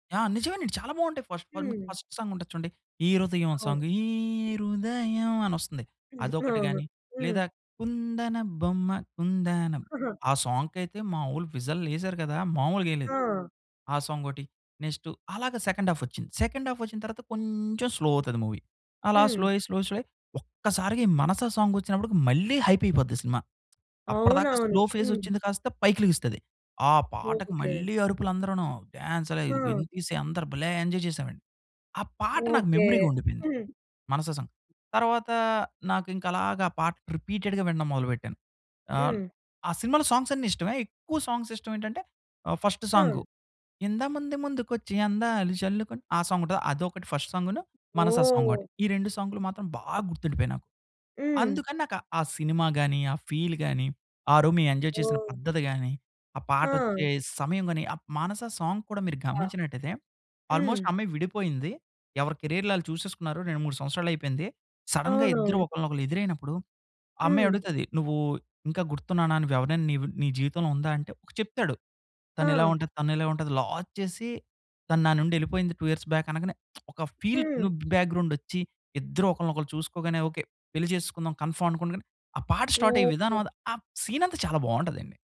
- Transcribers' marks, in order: in English: "ఫస్ట్ పార్ట్"; in English: "ఫస్ట్ సాంగ్"; in English: "సాంగ్"; singing: "ఈ హృదయం"; chuckle; singing: "కుందన బొమ్మ కుందన"; in English: "విజిల్"; chuckle; in English: "సాంగ్"; in English: "నెక్స్ట్"; in English: "సెకండ్ హాల్ఫ్"; in English: "సెకండ్ హాల్ఫ్"; in English: "స్లో"; in English: "మూవీ"; in English: "స్లో"; in English: "స్లో"; in English: "స్లో"; in English: "సాంగ్"; in English: "హైప్"; in English: "స్లో ఫేస్"; in English: "డాన్స్"; in English: "ఎంజాయ్"; in English: "మెమరీగా"; in English: "సాంగ్"; in English: "రిపీటెడ్‌గా"; in English: "సాంగ్స్"; in English: "సాంగ్స్"; tapping; in English: "ఫస్ట్ సాంగ్"; singing: "ఇంత మంది ముందుకు వచ్చి అందాలు జల్లుకొని"; in English: "సాంగ్"; in English: "ఫస్ట్"; in English: "సాంగ్"; in English: "సాంగ్‌లు"; in English: "ఫీల్"; in English: "ఎంజాయ్"; in English: "సాంగ్"; in English: "ఆల్‌మోస్ట్"; in English: "కేరియర్‌లు"; in English: "సడెన్‌గా"; in English: "టూ ఇయర్స్ బాక్"; in English: "ఫీల్ లుక్ బ్యాక్‌గ్రౌండ్"; in English: "కన్ఫర్మ్"; in English: "స్టార్"; in English: "సీన్"; other background noise
- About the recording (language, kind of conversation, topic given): Telugu, podcast, పాటల మాటలు మీకు ఎంతగా ప్రభావం చూపిస్తాయి?